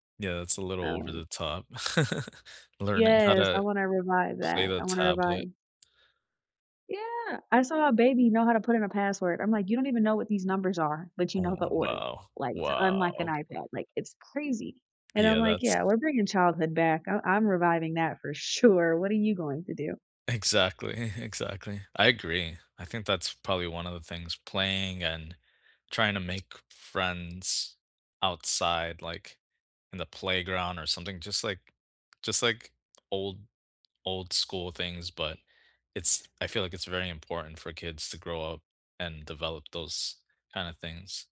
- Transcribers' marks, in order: chuckle; laughing while speaking: "Oh"; drawn out: "Wow"; tapping; laughing while speaking: "sure"; stressed: "sure"; chuckle
- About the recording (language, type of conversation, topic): English, unstructured, Which childhood habits, values, and quirks still shape your day-to-day life, and where do they overlap?
- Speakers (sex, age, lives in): female, 30-34, United States; male, 35-39, United States